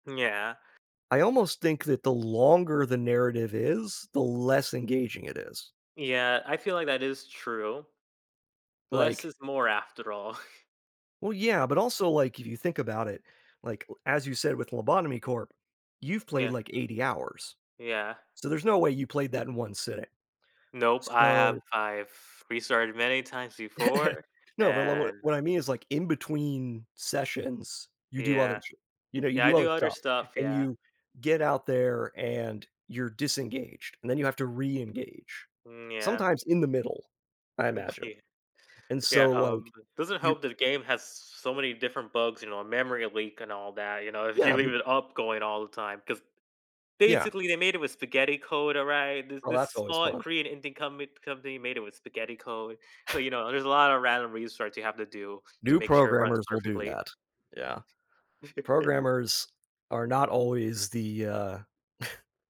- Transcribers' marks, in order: other noise; tapping; scoff; other background noise; chuckle; unintelligible speech; laughing while speaking: "Okay"; laughing while speaking: "if you leave it"; scoff; giggle; scoff
- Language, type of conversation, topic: English, unstructured, How does the way a story is told affect how deeply we connect with it?